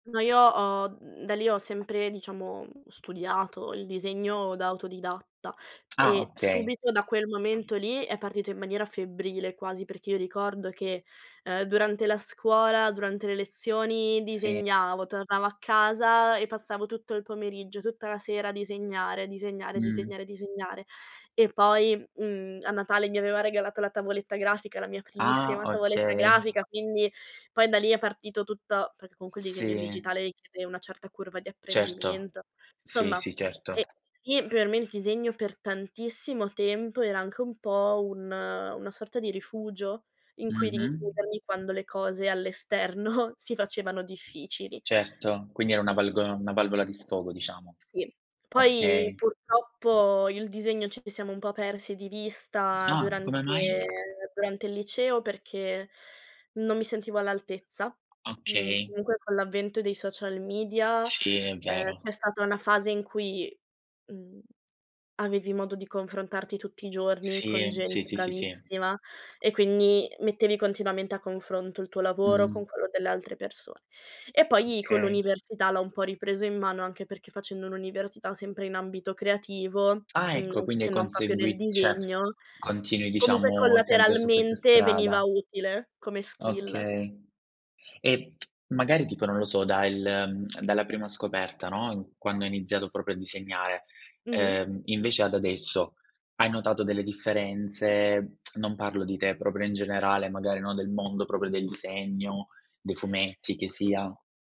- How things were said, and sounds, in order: tapping; other background noise; laughing while speaking: "esterno"; "cioè" said as "ceh"; in English: "skill"; lip smack; tsk
- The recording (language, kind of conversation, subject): Italian, podcast, Quale consiglio pratico daresti a chi vuole cominciare domani?